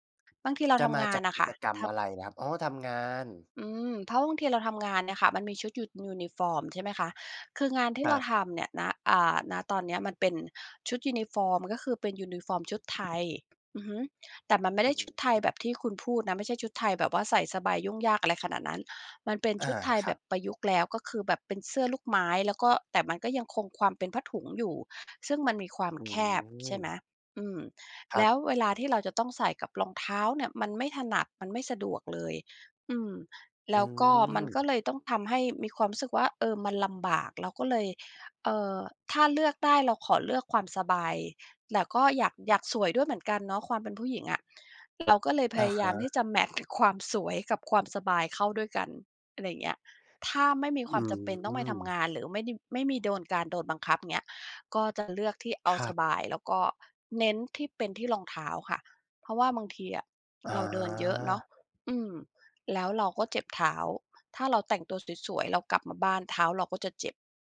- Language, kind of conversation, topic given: Thai, podcast, เวลาเลือกเสื้อผ้าคุณคิดถึงความสบายหรือความสวยก่อน?
- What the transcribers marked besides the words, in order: tapping; other background noise; stressed: "ถ้า"